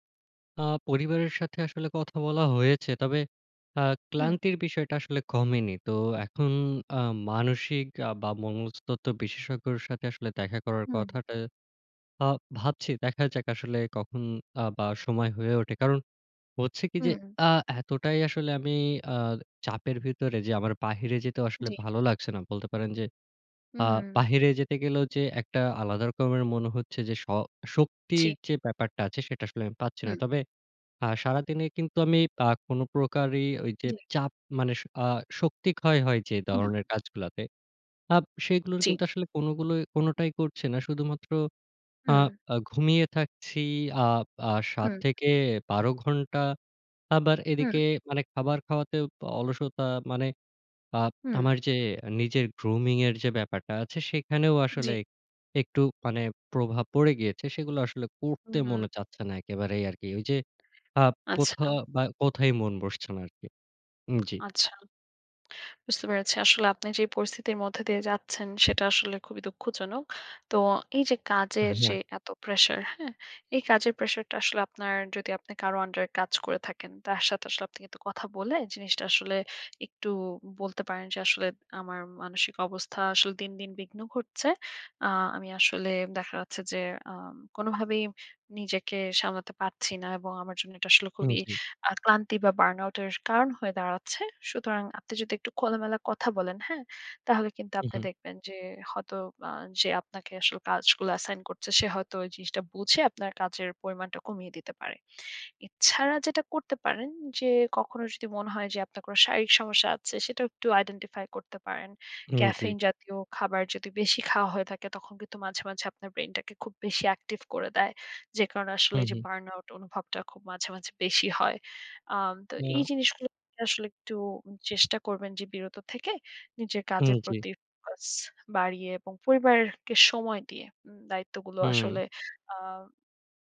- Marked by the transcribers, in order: in English: "grooming"; tapping; inhale; in English: "burnout"; in English: "assign"; in English: "burnout"
- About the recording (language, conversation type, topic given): Bengali, advice, সারা সময় ক্লান্তি ও বার্নআউট অনুভব করছি